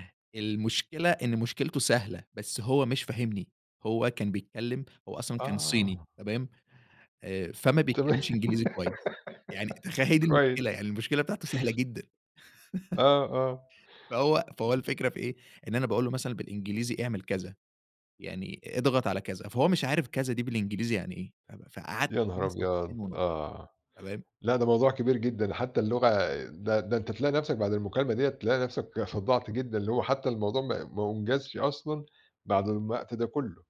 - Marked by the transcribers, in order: laughing while speaking: "يعني تخيَّل، هي دي المشكلة"; giggle; laugh; other background noise
- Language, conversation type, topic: Arabic, podcast, إزاي تقدر تقول «لأ» لطلبات شغل زيادة من غير ما تحرج حد؟
- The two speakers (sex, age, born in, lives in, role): male, 20-24, Egypt, Egypt, guest; male, 40-44, Egypt, Portugal, host